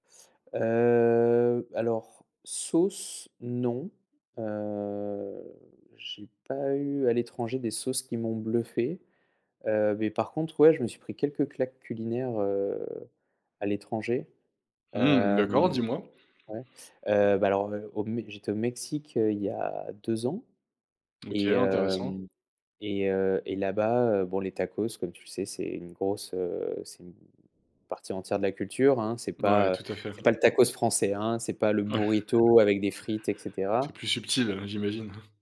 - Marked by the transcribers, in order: drawn out: "Heu"; drawn out: "heu"; tapping
- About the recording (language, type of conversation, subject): French, podcast, As-tu une astuce pour rattraper une sauce ratée ?